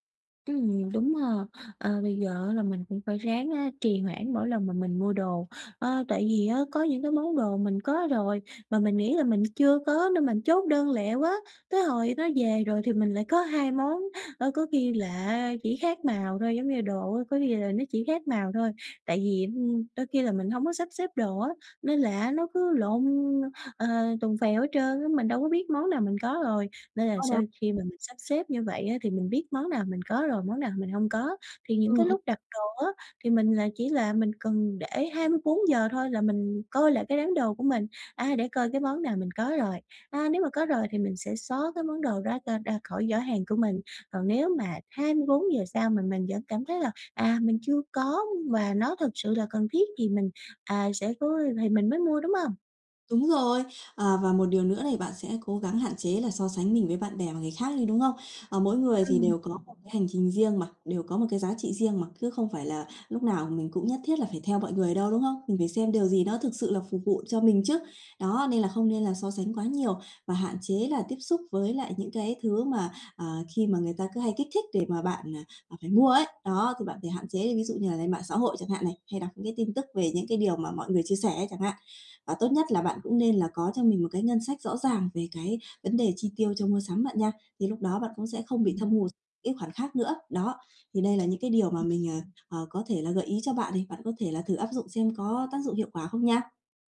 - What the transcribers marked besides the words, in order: tapping; other background noise; bird
- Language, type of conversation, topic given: Vietnamese, advice, Làm sao để hài lòng với những thứ mình đang có?